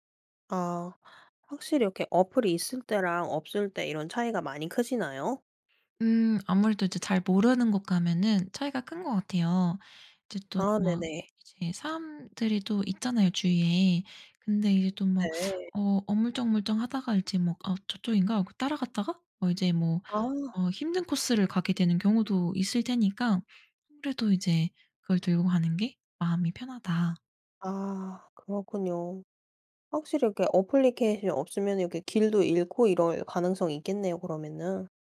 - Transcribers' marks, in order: tapping
- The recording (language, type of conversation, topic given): Korean, podcast, 등산이나 트레킹은 어떤 점이 가장 매력적이라고 생각하시나요?